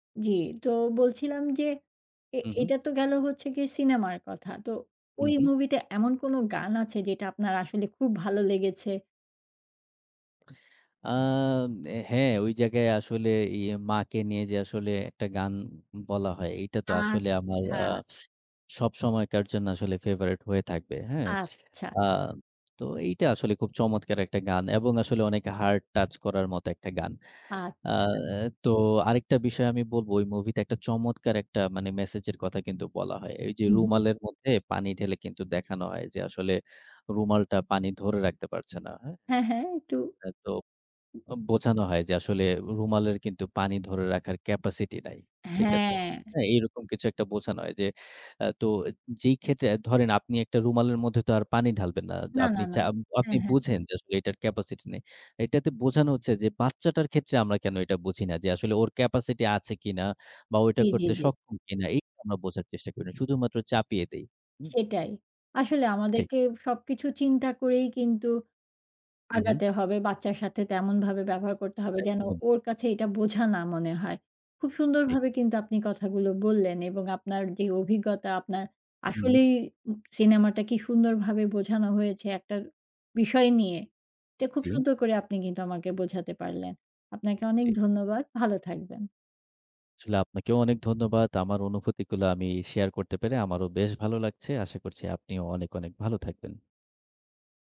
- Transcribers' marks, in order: other background noise; tapping; other noise; in English: "capacity"; in English: "capacity"; in English: "capacity"
- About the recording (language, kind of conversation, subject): Bengali, podcast, কোন সিনেমা তোমার আবেগকে গভীরভাবে স্পর্শ করেছে?